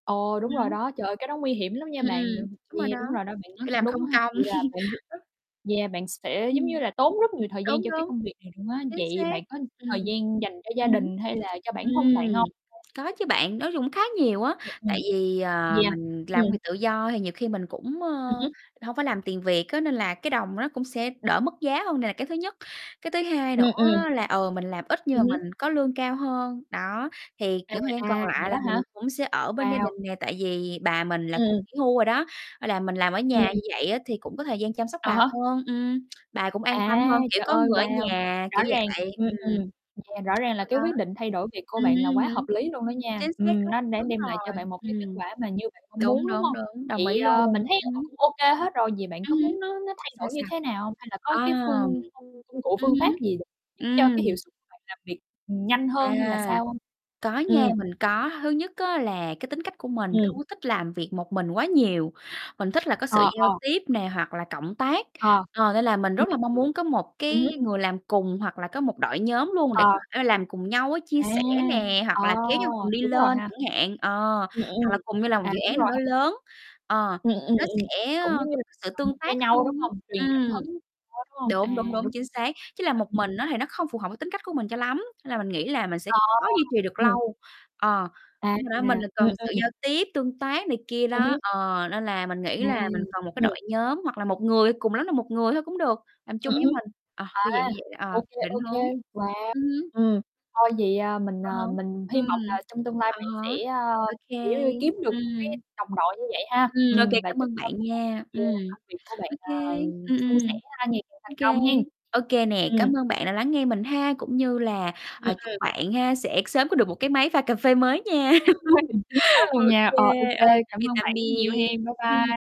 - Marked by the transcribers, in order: distorted speech; other background noise; tapping; chuckle; static; unintelligible speech; unintelligible speech; mechanical hum; unintelligible speech; unintelligible speech; unintelligible speech; laugh
- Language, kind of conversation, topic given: Vietnamese, unstructured, Bạn thích điều gì nhất ở công việc hiện tại?